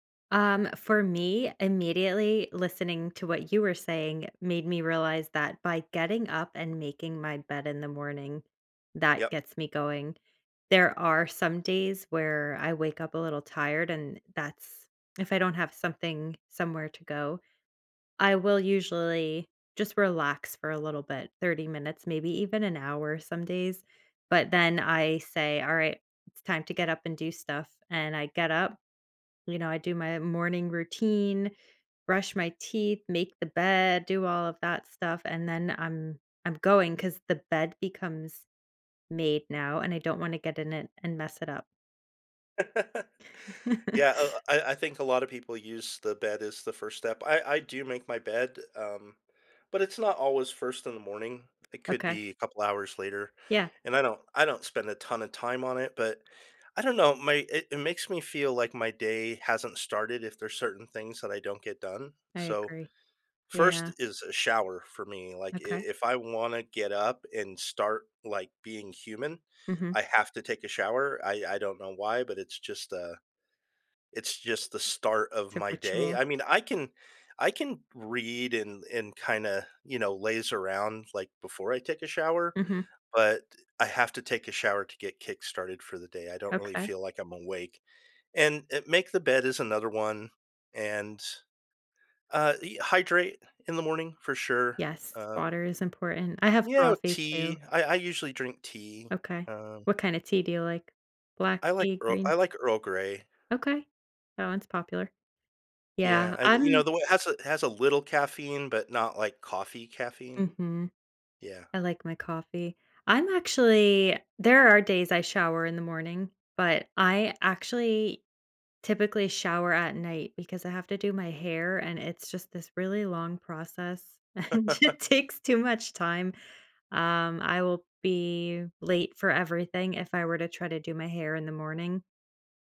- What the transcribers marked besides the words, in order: tapping; other background noise; laugh; laughing while speaking: "and it takes"; laugh
- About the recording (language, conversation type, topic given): English, unstructured, How can I motivate myself on days I have no energy?